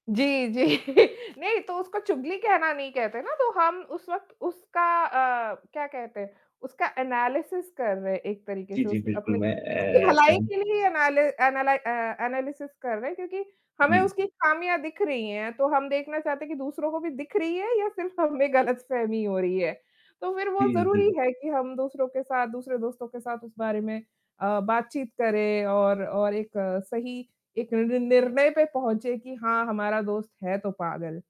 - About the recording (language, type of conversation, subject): Hindi, unstructured, दोस्ती में सबसे ज़रूरी चीज़ क्या होती है?
- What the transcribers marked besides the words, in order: static; chuckle; in English: "एनालिसिस"; distorted speech; in English: "एनालिस एनालाइ"; in English: "एनालिसिस"